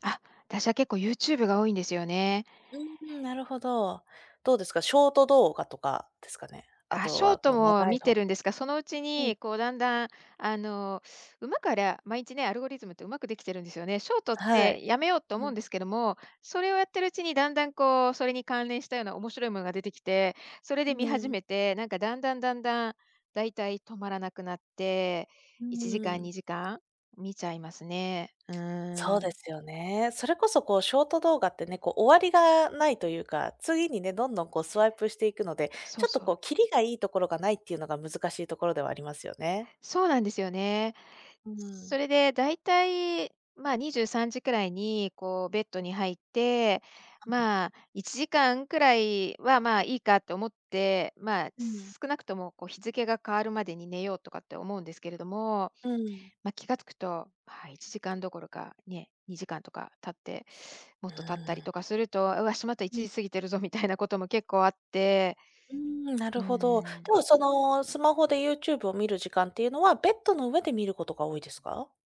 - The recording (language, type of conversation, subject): Japanese, advice, 就寝前にスマホが手放せなくて眠れないのですが、どうすればやめられますか？
- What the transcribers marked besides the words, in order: other background noise